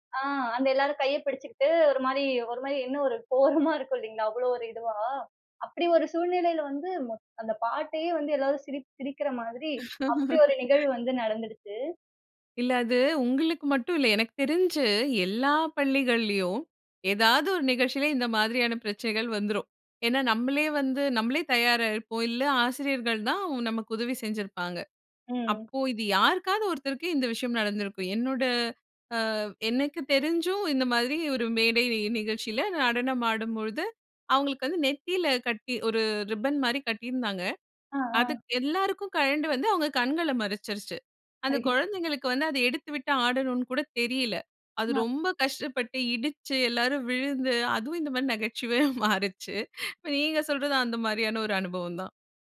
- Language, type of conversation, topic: Tamil, podcast, ஒரு பாடல் உங்களுக்கு பள்ளி நாட்களை நினைவுபடுத்துமா?
- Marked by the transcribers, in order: laughing while speaking: "கோரமா"; laugh; laughing while speaking: "நகைச்சுவையா மாறுச்சு"